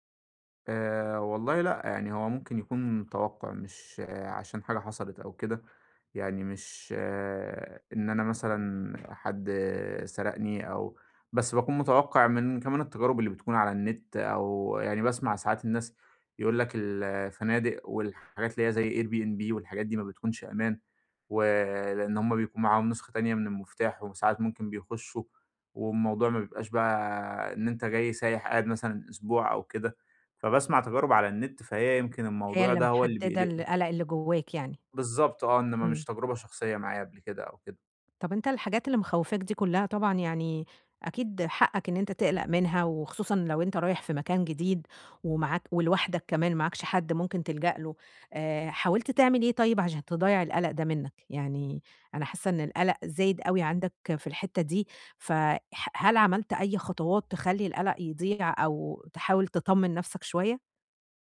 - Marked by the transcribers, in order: other background noise
- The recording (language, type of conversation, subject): Arabic, advice, إزاي أتنقل بأمان وثقة في أماكن مش مألوفة؟